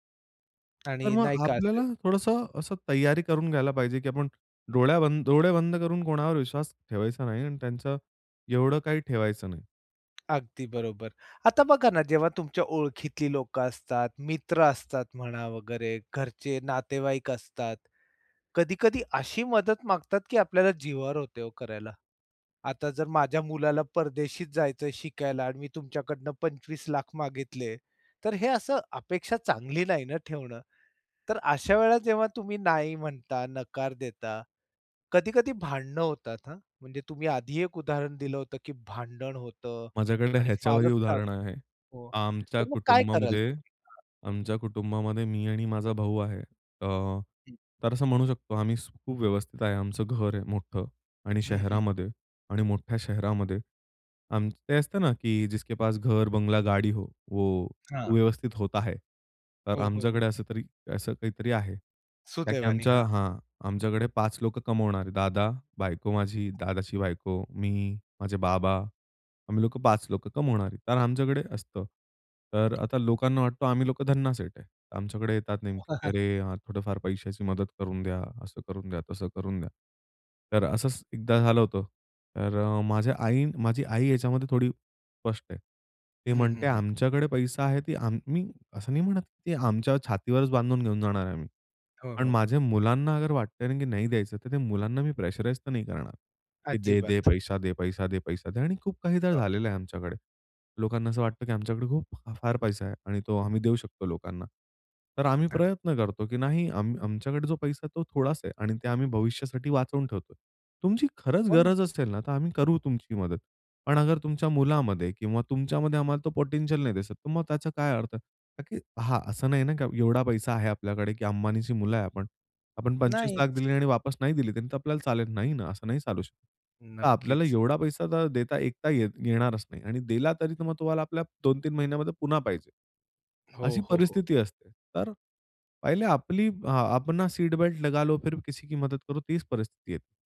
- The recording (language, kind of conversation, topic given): Marathi, podcast, लोकांना नकार देण्याची भीती दूर कशी करावी?
- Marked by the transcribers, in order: tapping; other background noise; in Hindi: "जिसके पास घर, बंगला, गाडी हो, वो व्यवस्थित होता है"; chuckle; other noise; in English: "पोटेंशियल"; in Hindi: "अपना सीट बेल्ट लगालो, फिर किसी की मदत करो"